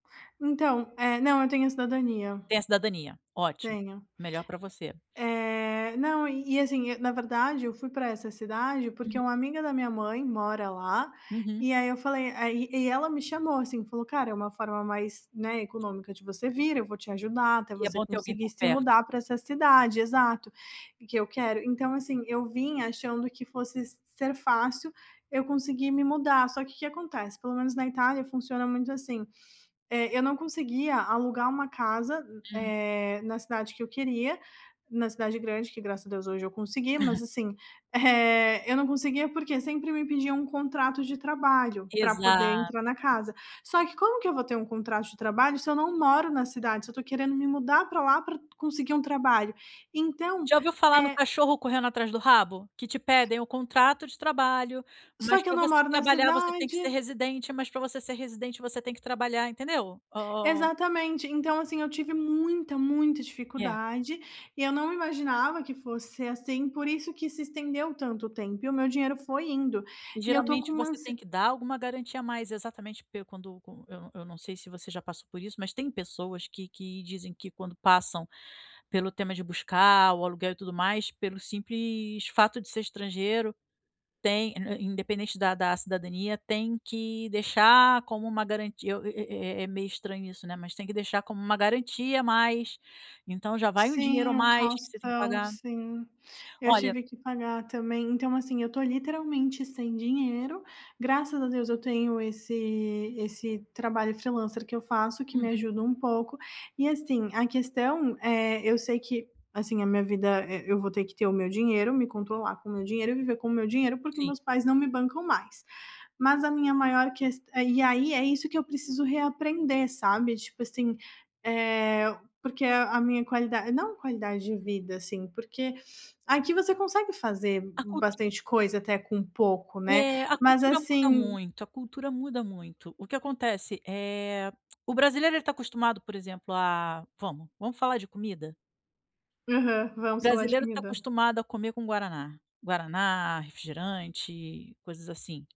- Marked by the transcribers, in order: other background noise; chuckle; tapping; tongue click
- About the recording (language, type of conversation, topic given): Portuguese, advice, Como posso adaptar meu estilo de vida após uma mudança financeira inesperada?